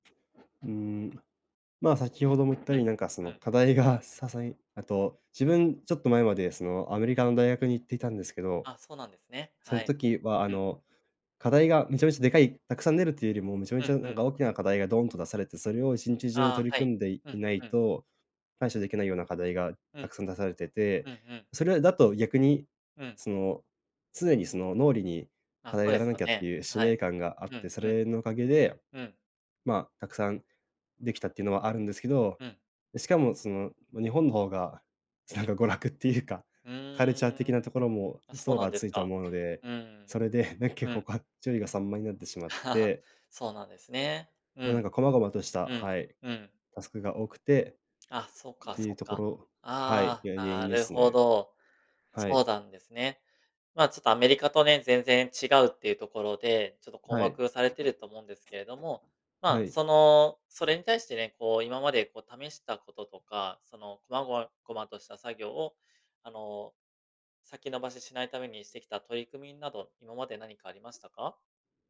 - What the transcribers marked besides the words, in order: tapping; laughing while speaking: "なんか娯楽"; laugh; other background noise
- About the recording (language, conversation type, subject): Japanese, advice, なぜ重要な集中作業を始められず、つい先延ばししてしまうのでしょうか？